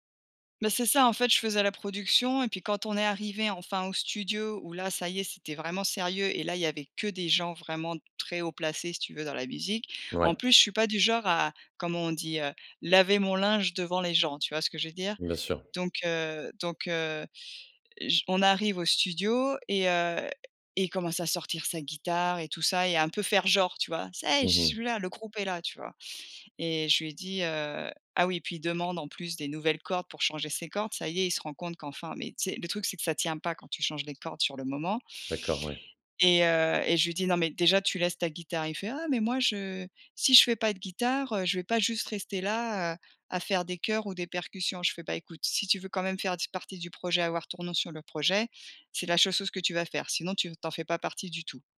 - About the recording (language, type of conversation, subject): French, advice, Comment puis-je mieux poser des limites avec mes collègues ou mon responsable ?
- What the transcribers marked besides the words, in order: put-on voice: "Ça y est, je suis là ! Le groupe est là"